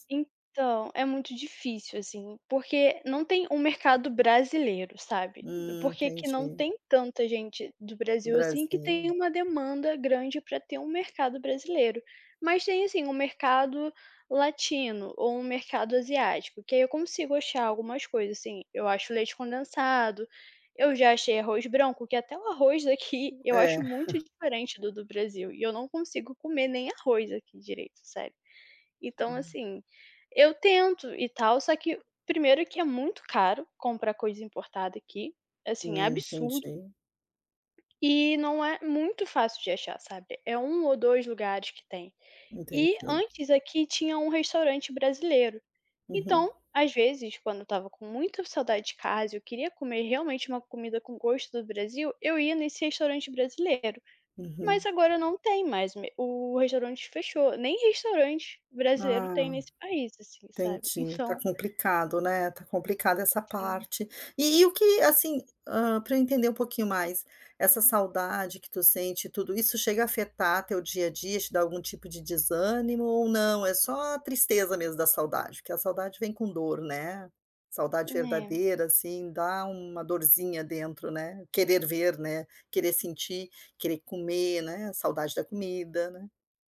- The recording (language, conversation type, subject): Portuguese, advice, Como lidar com uma saudade intensa de casa e das comidas tradicionais?
- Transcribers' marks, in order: other background noise; laughing while speaking: "daqui"; chuckle; tapping